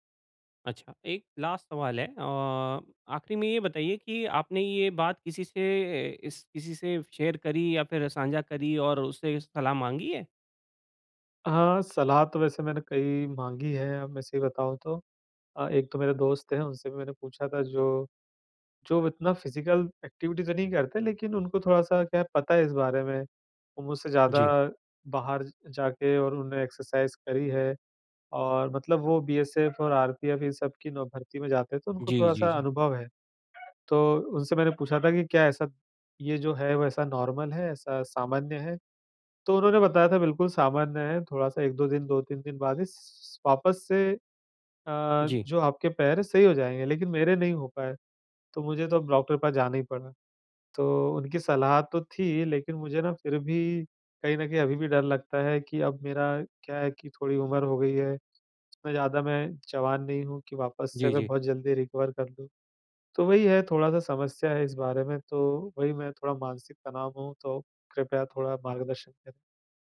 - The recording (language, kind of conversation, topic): Hindi, advice, चोट के बाद मानसिक स्वास्थ्य को संभालते हुए व्यायाम के लिए प्रेरित कैसे रहें?
- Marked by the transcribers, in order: in English: "लास्ट"; in English: "शेयर"; in English: "फिज़िकल एक्टिविटी"; in English: "एक्सरसाइज़"; dog barking; in English: "नॉर्मल"; in English: "रिकवर"